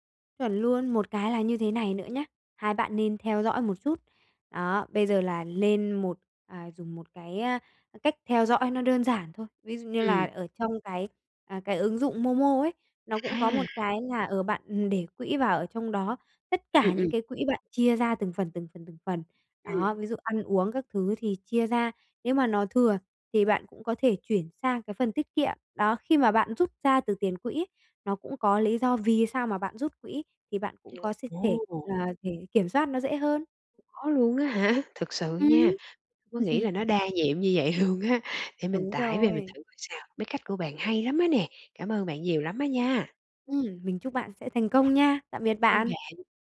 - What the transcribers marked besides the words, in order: other background noise; unintelligible speech; laughing while speaking: "hả?"; chuckle; laughing while speaking: "luôn á"
- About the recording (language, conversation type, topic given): Vietnamese, advice, Làm sao để chia nhỏ mục tiêu cho dễ thực hiện?